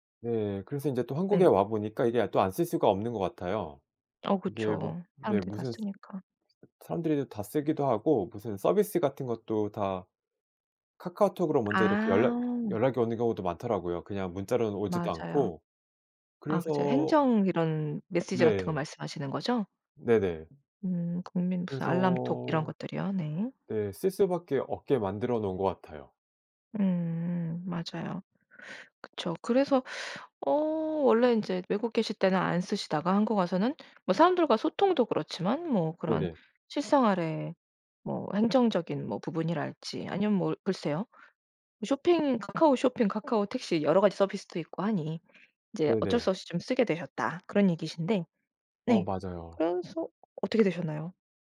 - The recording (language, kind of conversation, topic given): Korean, podcast, 디지털 기기로 인한 산만함을 어떻게 줄이시나요?
- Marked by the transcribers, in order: other background noise; teeth sucking